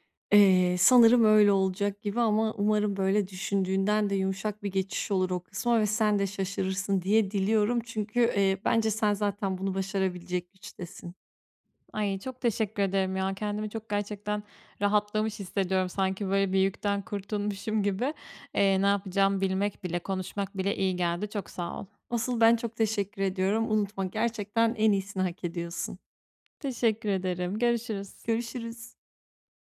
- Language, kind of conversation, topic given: Turkish, advice, Özgünlüğüm ile başkaları tarafından kabul görme isteğim arasında nasıl denge kurabilirim?
- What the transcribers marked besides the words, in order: none